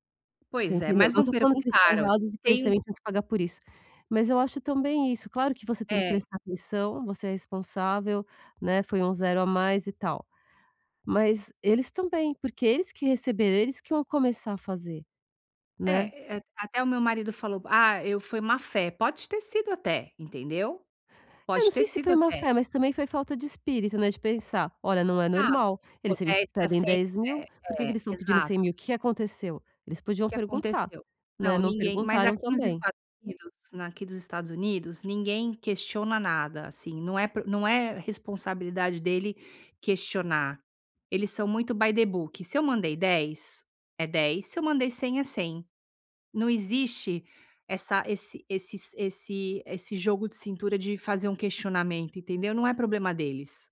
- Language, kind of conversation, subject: Portuguese, advice, Como posso recuperar a confiança depois de um erro profissional?
- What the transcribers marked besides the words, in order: in English: "by the book"